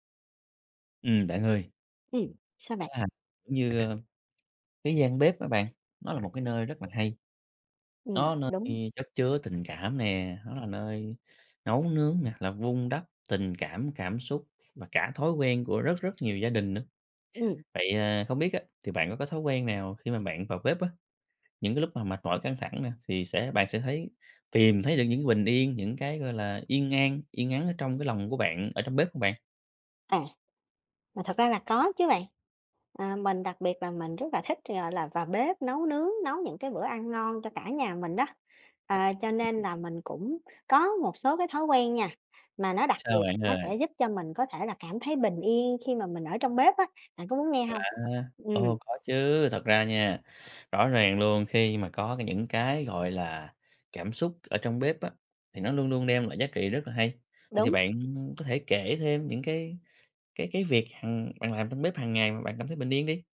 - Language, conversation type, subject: Vietnamese, podcast, Bạn có thói quen nào trong bếp giúp bạn thấy bình yên?
- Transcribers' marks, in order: tapping; other background noise